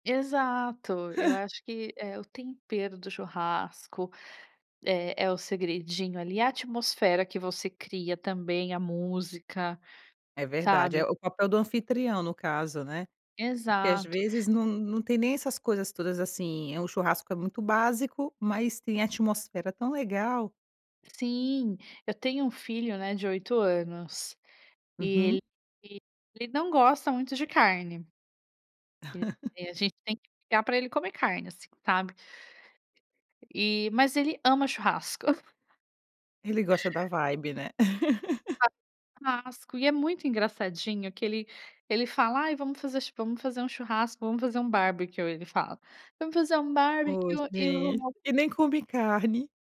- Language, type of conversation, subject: Portuguese, podcast, O que torna um churrasco especial na sua opinião?
- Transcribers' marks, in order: chuckle; unintelligible speech; unintelligible speech; laugh; chuckle; in English: "vibe"; laugh; unintelligible speech; in English: "barbecue"; in English: "barbecue"